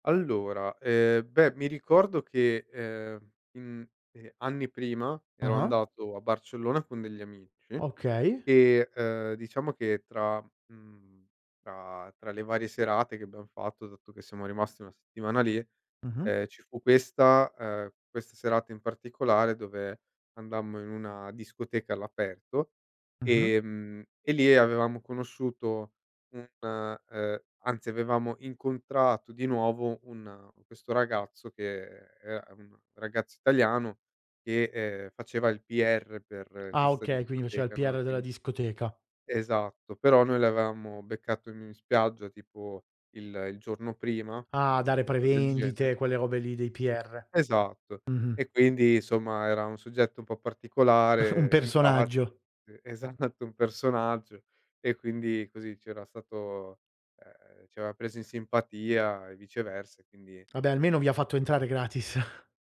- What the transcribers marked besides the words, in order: other background noise; chuckle; laughing while speaking: "esatto"; unintelligible speech; chuckle
- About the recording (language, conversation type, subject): Italian, podcast, Qual è un incontro fatto in viaggio che non dimenticherai mai?